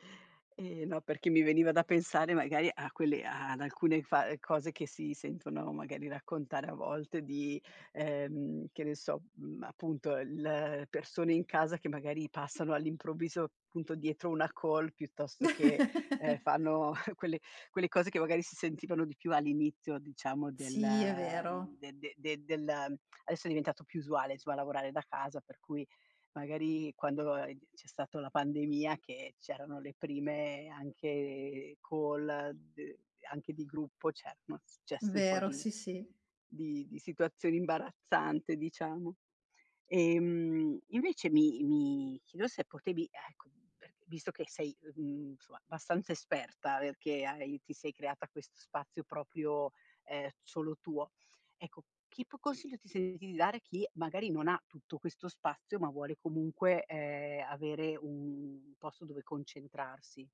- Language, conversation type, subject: Italian, podcast, Come organizzi gli spazi di casa per lavorare con calma?
- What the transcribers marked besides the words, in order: laugh; in English: "call"; chuckle; tapping; "insomma" said as "nsoma"; in English: "call"; "abbastanza" said as "bastanza"; "proprio" said as "propio"